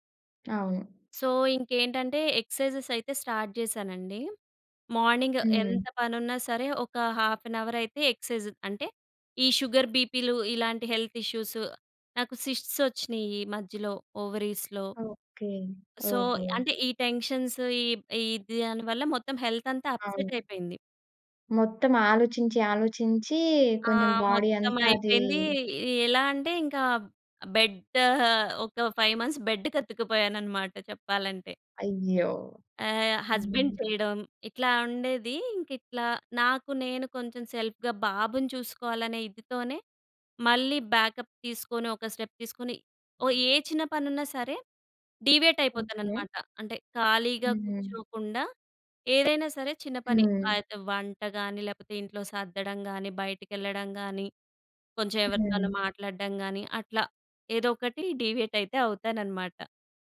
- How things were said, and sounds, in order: in English: "సో"; in English: "ఎక్సర్సైజెస్"; in English: "స్టార్ట్"; in English: "మార్నింగ్"; in English: "హాఫ్ అన్ అవర్"; in English: "ఎక్సేర్సైజ్"; in English: "హెల్త్ ఇష్యూస్"; in English: "సిస్ట్స్"; in English: "ఓవరీస్‌లో"; in English: "సో"; in English: "టెన్షన్స్"; in English: "హెల్త్"; in English: "అప్సెట్"; in English: "బాడీ"; in English: "బెడ్"; in English: "ఫైవ్ మంత్స్ బెడ్"; in English: "హస్బెండ్"; in English: "సెల్ఫ్‌గా"; in English: "బ్యాకప్"; in English: "స్టెప్"; in English: "డీవియేట్"; in English: "డీవియేట్"
- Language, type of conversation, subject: Telugu, podcast, మీ జీవితంలో ఎదురైన ఒక ముఖ్యమైన విఫలత గురించి చెబుతారా?